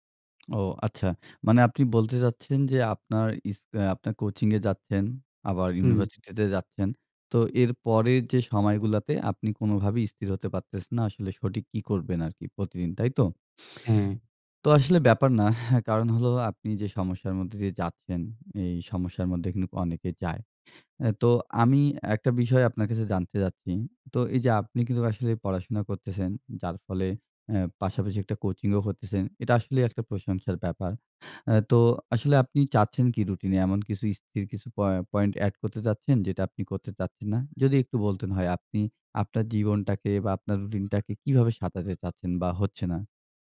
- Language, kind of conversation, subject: Bengali, advice, কেন আপনি প্রতিদিন একটি স্থির রুটিন তৈরি করে তা মেনে চলতে পারছেন না?
- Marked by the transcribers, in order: other background noise; sigh; "কিন্তু" said as "কিন্তুক"; "কিন্তু" said as "কিন্তুক"; "করতেছেন" said as "হরতেছেন"; "স্থির" said as "ইস্থির"